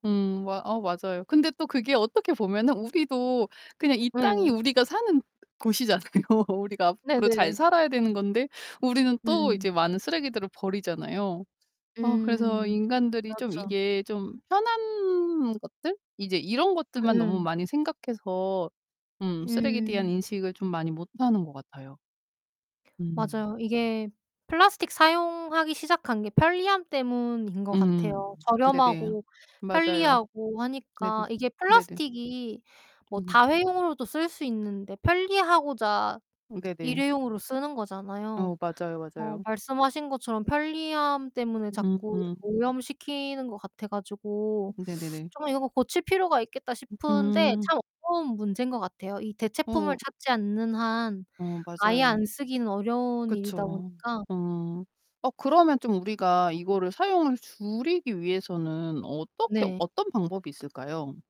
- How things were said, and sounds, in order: other background noise; laughing while speaking: "곳이잖아요"; distorted speech; teeth sucking
- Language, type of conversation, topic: Korean, unstructured, 플라스틱 쓰레기가 바다에 어떤 영향을 미치나요?